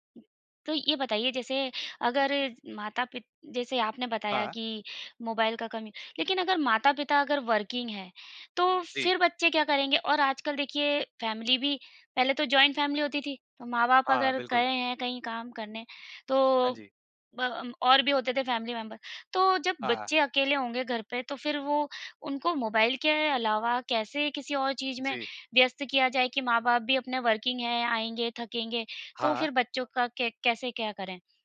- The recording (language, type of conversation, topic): Hindi, podcast, माता-पिता और बच्चों के बीच भरोसा कैसे बनता है?
- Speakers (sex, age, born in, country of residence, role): female, 35-39, India, India, host; male, 35-39, India, India, guest
- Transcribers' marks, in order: in English: "वर्किंग"; in English: "फ़ैमिली"; in English: "जॉइंट फ़ैमिली"; in English: "फ़ैमिली मेंबर"; in English: "वर्किंग"